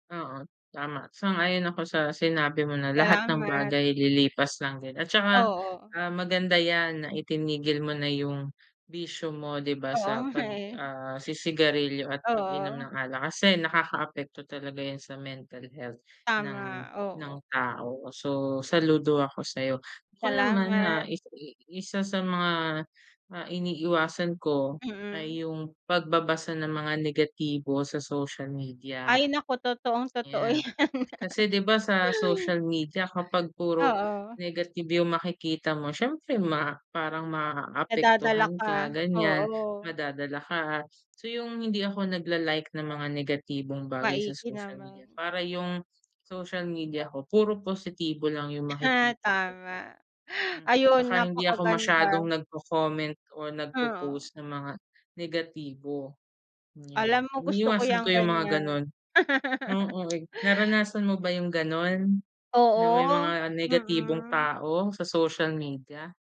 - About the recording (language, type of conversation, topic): Filipino, unstructured, Paano mo pinapangalagaan ang iyong kalusugang pangkaisipan araw-araw?
- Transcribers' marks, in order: other background noise; laughing while speaking: "nga eh"; laughing while speaking: "yan"; laughing while speaking: "Ah"; tapping; laugh